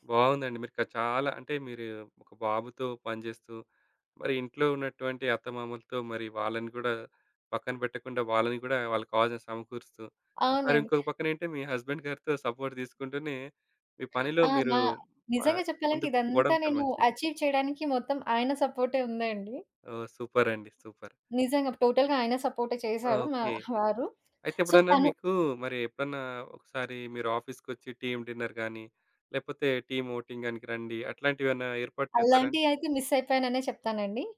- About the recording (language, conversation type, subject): Telugu, podcast, ఇంటినుంచి పని చేసే అనుభవం మీకు ఎలా ఉంది?
- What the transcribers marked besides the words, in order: in English: "హస్బెండ్"; in English: "సపోర్ట్"; other background noise; in English: "అచీవ్"; in English: "సూపర్!"; in English: "టోటల్‌గా"; in English: "సో"; in English: "ఆఫీస్‌కొచ్చి టీమ్ డిన్నర్"; in English: "టీమ్ అవుటింగ్"